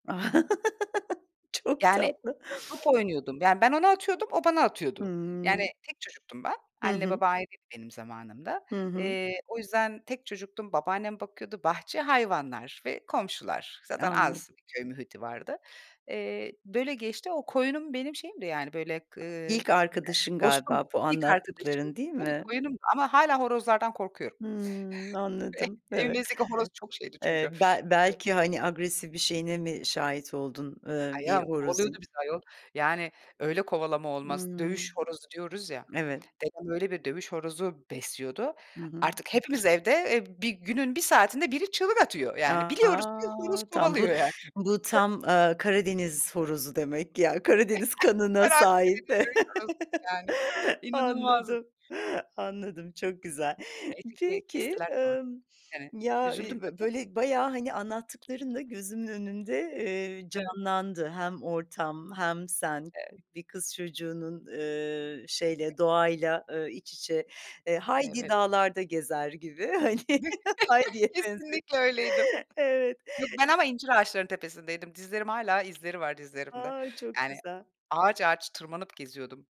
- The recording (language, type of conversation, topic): Turkish, podcast, Çocukluğundan hâlâ seni güldüren bir anını paylaşır mısın?
- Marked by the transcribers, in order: laughing while speaking: "A, çok tatlı"; other background noise; chuckle; tapping; chuckle; unintelligible speech; laughing while speaking: "Karadeniz kanına sahip. Anladım, anladım"; laughing while speaking: "Çok fena Karadeniz dövüş horozuydu yani. İnanılmazdı"; chuckle; laughing while speaking: "Kesinlikle öyleydim"; laughing while speaking: "hani, Heidi'ye benziyor. Evet"